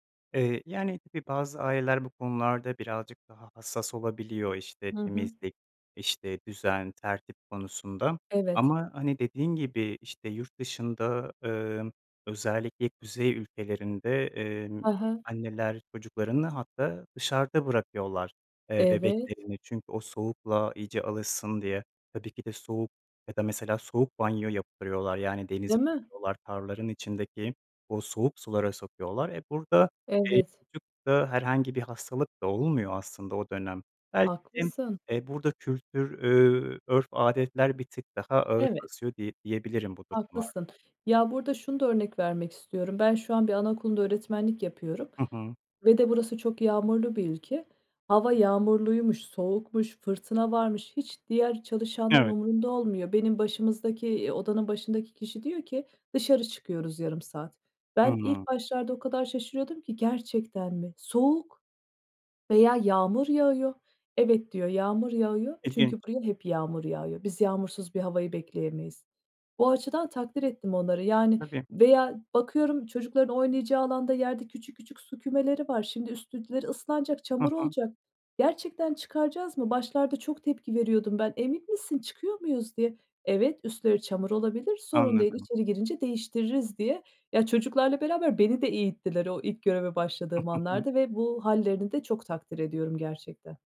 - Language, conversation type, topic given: Turkish, podcast, Doğayla ilgili en unutamadığın anını anlatır mısın?
- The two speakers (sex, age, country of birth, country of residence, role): female, 35-39, Turkey, Ireland, guest; male, 25-29, Turkey, Poland, host
- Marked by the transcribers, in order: unintelligible speech; unintelligible speech; "kültür" said as "kürtür"; surprised: "gerçekten mi? Soğuk"; "üstleri" said as "üstüleri"; chuckle